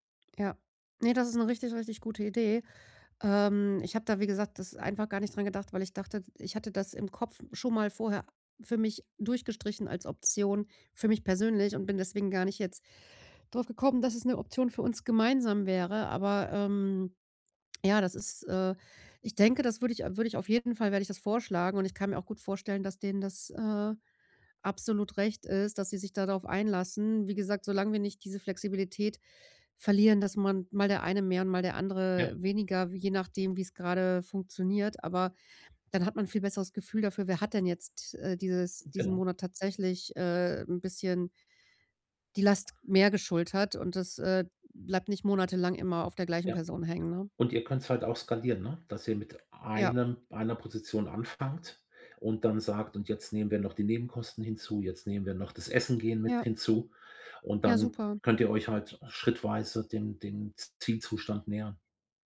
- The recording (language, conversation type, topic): German, advice, Wie können wir unsere gemeinsamen Ausgaben fair und klar regeln?
- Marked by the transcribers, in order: other background noise